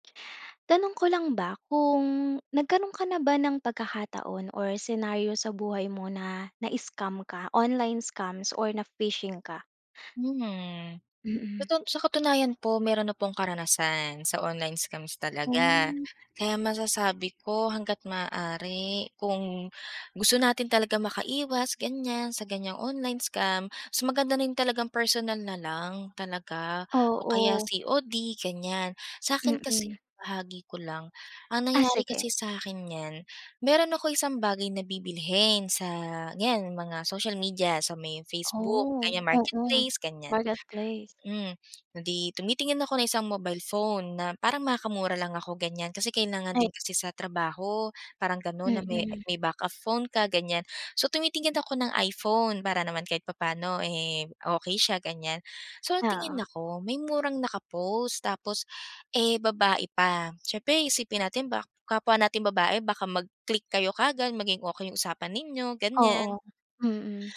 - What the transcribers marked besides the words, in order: tapping; other background noise
- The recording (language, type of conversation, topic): Filipino, podcast, Paano ka makakaiwas sa mga panloloko sa internet at mga pagtatangkang nakawin ang iyong impormasyon?